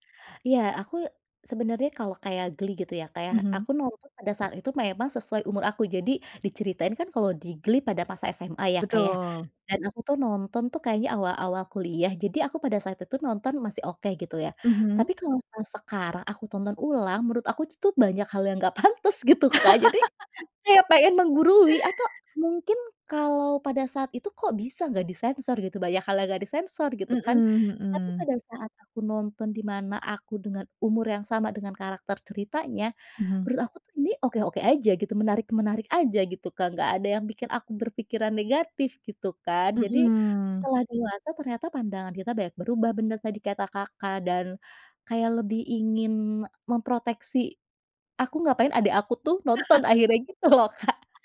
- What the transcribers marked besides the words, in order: laugh; laughing while speaking: "nggak pantes"; chuckle; laughing while speaking: "gitu loh Kak"
- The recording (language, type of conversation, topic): Indonesian, podcast, Bagaimana pengalaman kamu menemukan kembali serial televisi lama di layanan streaming?